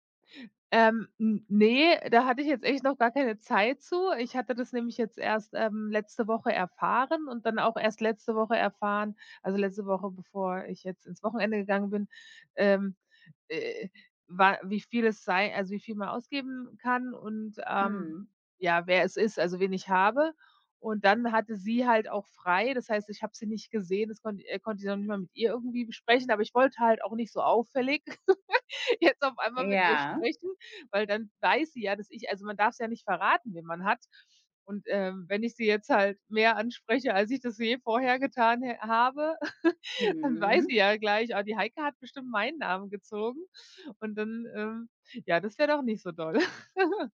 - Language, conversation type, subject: German, advice, Welche Geschenkideen gibt es, wenn mir für meine Freundin nichts einfällt?
- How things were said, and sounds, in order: laugh; joyful: "jetzt auf einmal mit ihr sprechen"; anticipating: "Ja"; stressed: "verraten"; joyful: "jetzt halt mehr anspreche, als … nicht so doll"; laugh; stressed: "meinen"; laugh